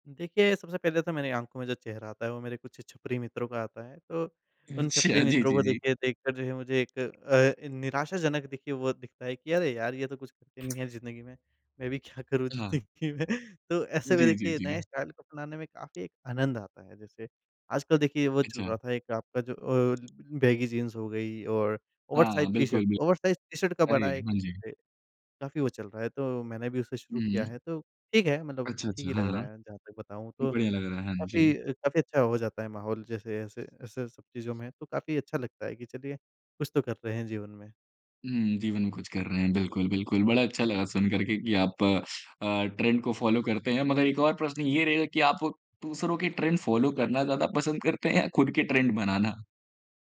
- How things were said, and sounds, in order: laughing while speaking: "अच्छा, जी, जी, जी"; tapping; laughing while speaking: "क्या करूँ ज़िंदगी में?"; in English: "स्टाइल"; in English: "ओवरसाइज़"; in English: "ओवरसाइज़"; in English: "ट्रेंड"; in English: "फॉलो"; in English: "ट्रेंड फॉलो"; laughing while speaking: "करते हैं"; in English: "ट्रेंड"
- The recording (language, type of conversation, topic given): Hindi, podcast, आपके लिए नया स्टाइल अपनाने का सबसे पहला कदम क्या होता है?